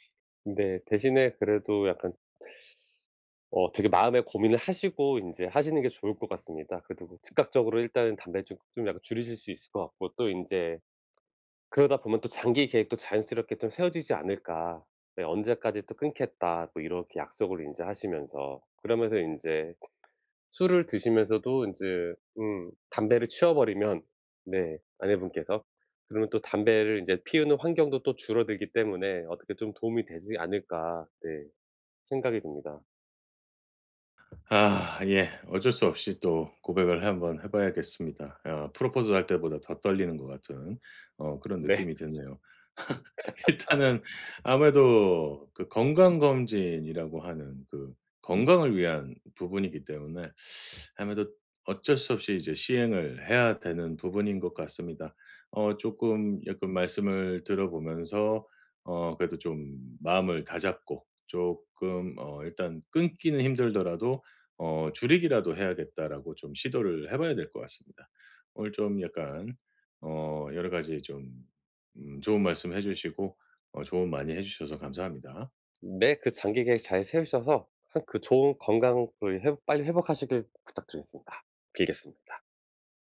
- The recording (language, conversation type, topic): Korean, advice, 유혹을 느낄 때 어떻게 하면 잘 막을 수 있나요?
- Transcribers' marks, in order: teeth sucking; other background noise; tapping; laugh; laughing while speaking: "일단은"; teeth sucking